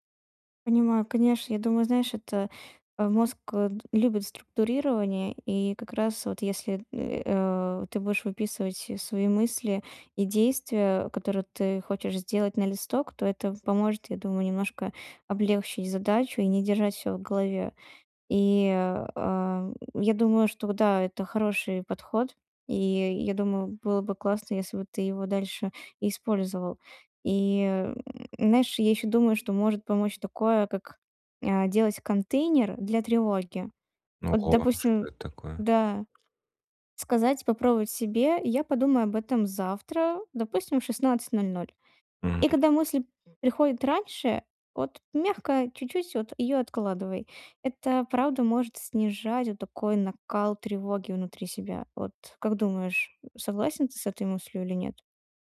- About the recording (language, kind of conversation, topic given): Russian, advice, Как мне стать более гибким в мышлении и легче принимать изменения?
- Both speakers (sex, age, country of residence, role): female, 20-24, Estonia, advisor; male, 35-39, Estonia, user
- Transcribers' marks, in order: other background noise